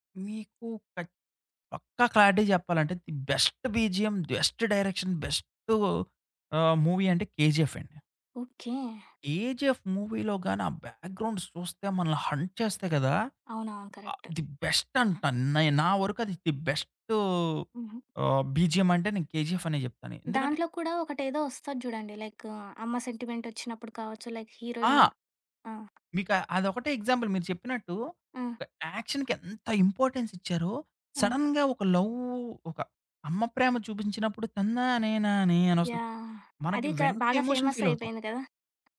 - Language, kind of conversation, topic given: Telugu, podcast, సౌండ్‌ట్రాక్ ఒక సినిమాకు ఎంత ప్రభావం చూపుతుంది?
- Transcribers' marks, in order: in English: "క్లారిటీ"; in English: "ది బెస్ట్ బీజీఎమ్, బెస్ట్ డైరెక్షన్"; in English: "మూవీ"; in English: "మూవీలో"; in English: "బ్యాక్గ్రౌండ్"; in English: "హంట్"; in English: "ది బెస్ట్"; in English: "బీజీఎమ్"; in English: "సెంటిమెంట్"; in English: "లైక్"; in English: "ఎగ్జాంపుల్"; tapping; in English: "యాక్షన్‌కి"; in English: "ఇంపార్టెన్స్"; in English: "సడన్‌గా"; in English: "లవ్"; singing: "తన్నానే నానే"; other background noise; in English: "ఎమోషన్"; in English: "ఫేమస్"